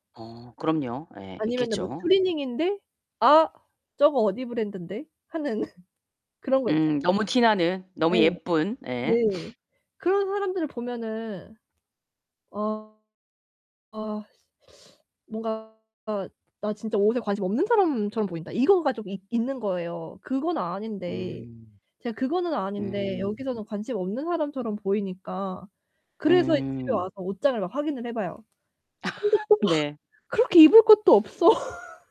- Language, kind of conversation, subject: Korean, advice, 스타일을 찾기 어렵고 코디가 막막할 때는 어떻게 시작하면 좋을까요?
- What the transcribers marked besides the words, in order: laughing while speaking: "하는"; distorted speech; sniff; teeth sucking; mechanical hum; laugh; laughing while speaking: "또 막"; laughing while speaking: "없어"